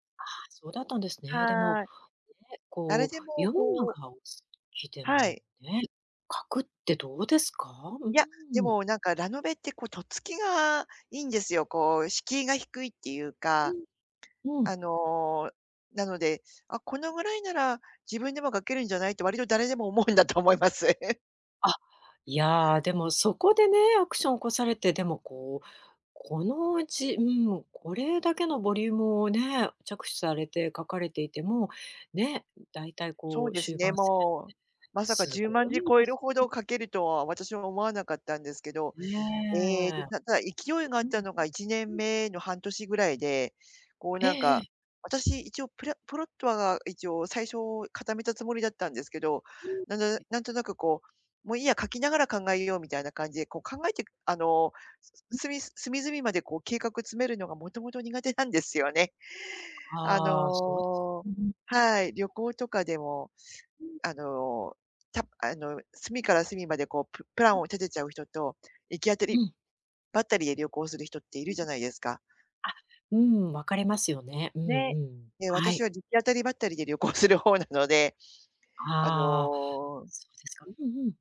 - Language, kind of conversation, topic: Japanese, advice, アイデアがまったく浮かばず手が止まっている
- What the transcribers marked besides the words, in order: tapping; laughing while speaking: "だと思います"; other noise; other background noise; unintelligible speech; laughing while speaking: "する方なので"